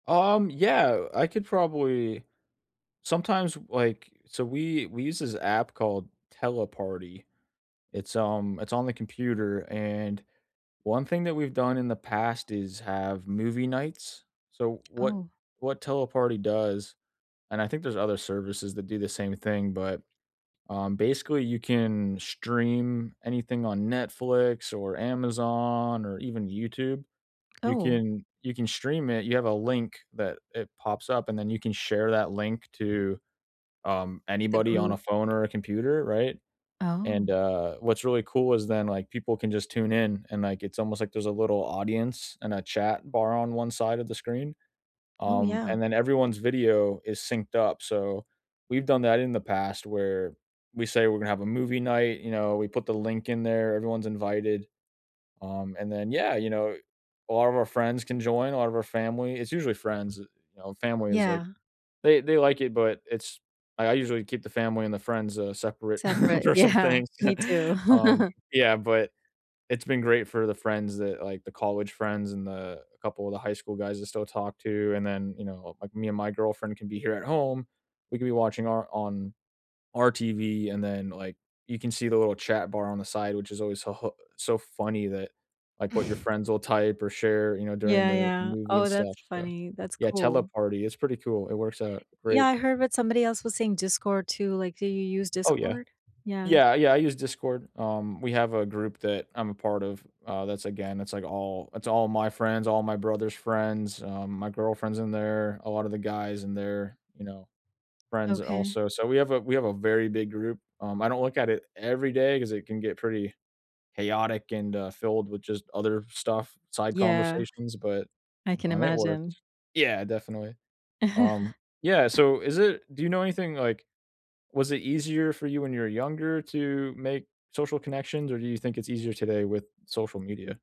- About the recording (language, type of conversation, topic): English, unstructured, How can you make and keep friends when life is busy, while strengthening your social connections?
- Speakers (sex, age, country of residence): female, 50-54, United States; male, 30-34, United States
- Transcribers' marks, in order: tapping; other background noise; laughing while speaking: "for some things"; laughing while speaking: "Yeah"; chuckle; chuckle; chuckle